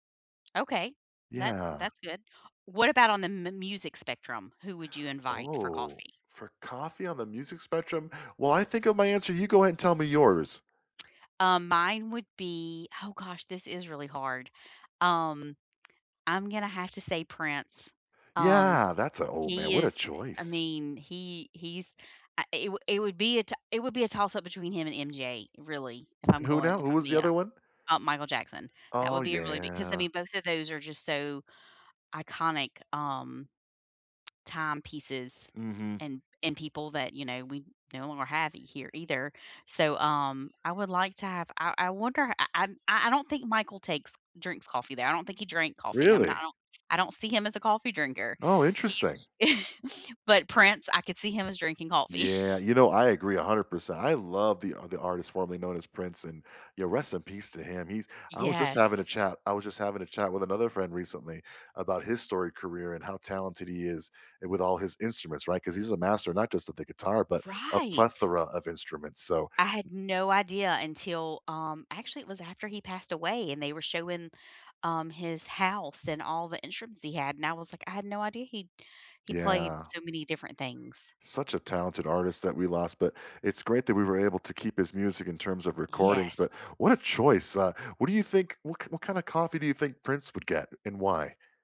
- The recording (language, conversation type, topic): English, unstructured, Which characters would you grab coffee with, and why?
- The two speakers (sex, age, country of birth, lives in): female, 45-49, United States, United States; male, 45-49, United States, United States
- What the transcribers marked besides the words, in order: tapping; other background noise; drawn out: "yeah"; chuckle; other noise